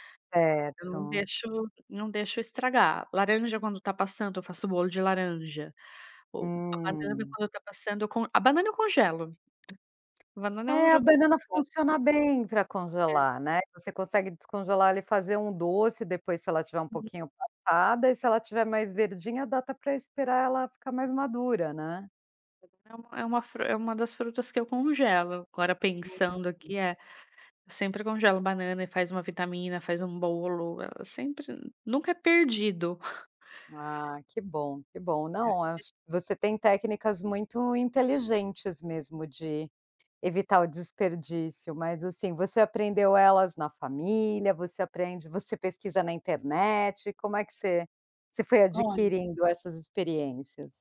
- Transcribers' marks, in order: tapping; unintelligible speech; unintelligible speech; chuckle; unintelligible speech
- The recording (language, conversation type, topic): Portuguese, podcast, Como evitar o desperdício na cozinha do dia a dia?